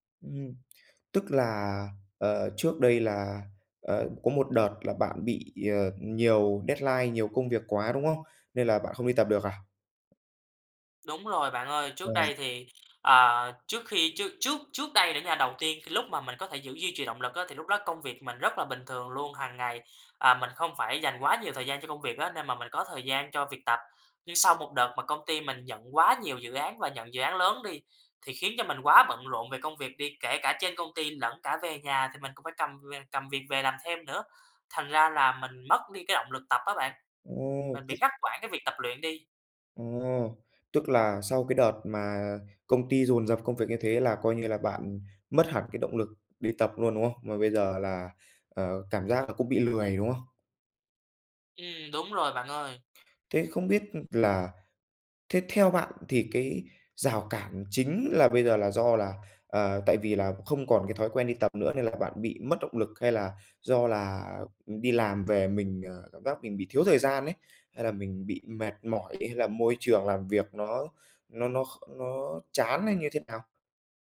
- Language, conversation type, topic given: Vietnamese, advice, Vì sao bạn bị mất động lực tập thể dục đều đặn?
- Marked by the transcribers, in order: tapping; in English: "deadline"; other background noise